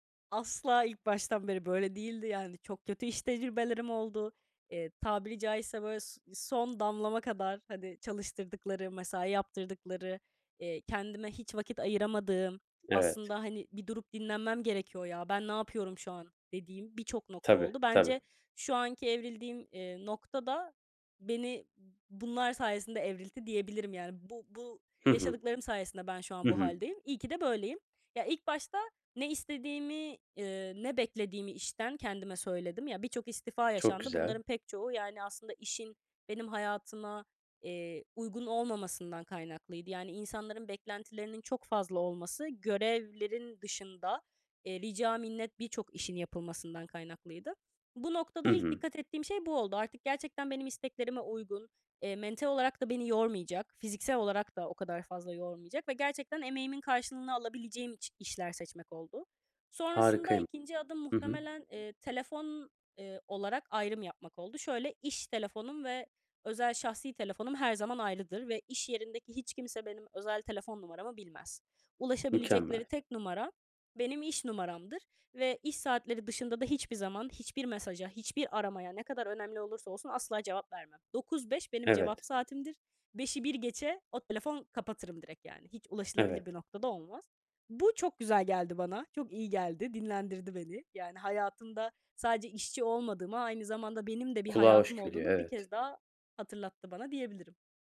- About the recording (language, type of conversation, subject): Turkish, podcast, İş-özel hayat dengesini nasıl kuruyorsun?
- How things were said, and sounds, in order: tapping